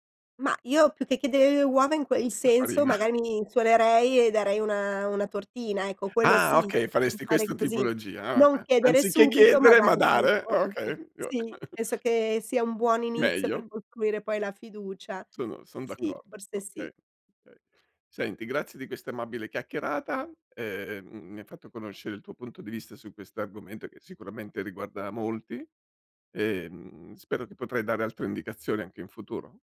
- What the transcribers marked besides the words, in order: laughing while speaking: "farina"; unintelligible speech; unintelligible speech; chuckle; other background noise
- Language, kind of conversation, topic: Italian, podcast, Come si costruisce fiducia tra vicini, secondo la tua esperienza?